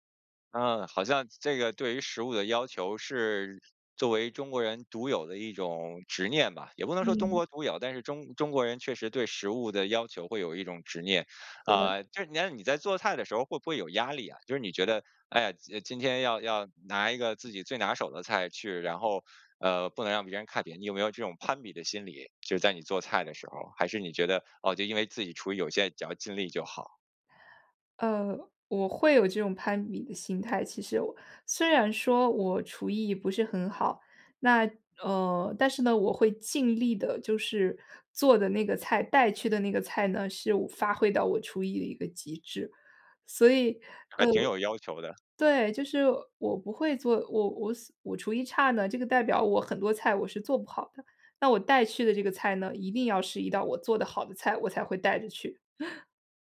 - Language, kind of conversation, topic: Chinese, podcast, 你去朋友聚会时最喜欢带哪道菜？
- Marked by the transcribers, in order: "中国" said as "东国"; chuckle